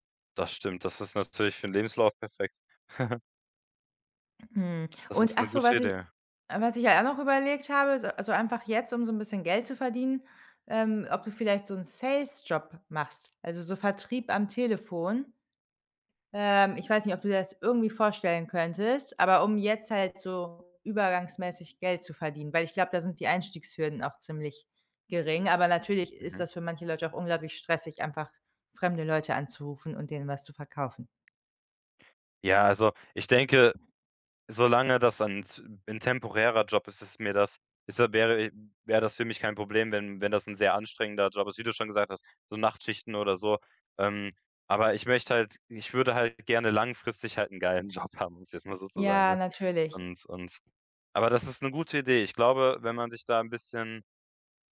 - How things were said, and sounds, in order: chuckle; other background noise; laughing while speaking: "geilen Job haben"
- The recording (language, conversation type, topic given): German, advice, Worauf sollte ich meine Aufmerksamkeit richten, wenn meine Prioritäten unklar sind?